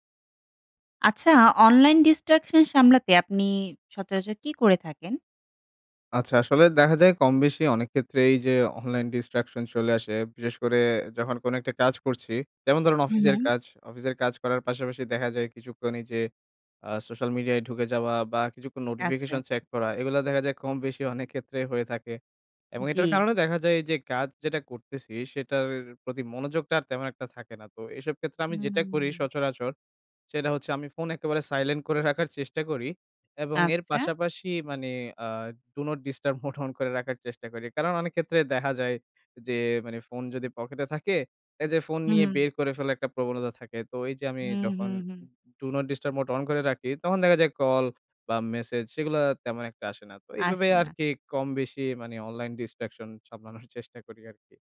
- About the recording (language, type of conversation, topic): Bengali, podcast, অনলাইন বিভ্রান্তি সামলাতে তুমি কী করো?
- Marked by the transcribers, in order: in English: "distraction"; in English: "distraction"; tapping; in English: "নোটিফিকেশন চেক"; drawn out: "হুম"; "সাইলেন্ট" said as "সাইলেন"; scoff; in English: "do not disturb mode on"; "দেখা" said as "দেহা"; in English: "do not disturb mode on"; in English: "distraction"; scoff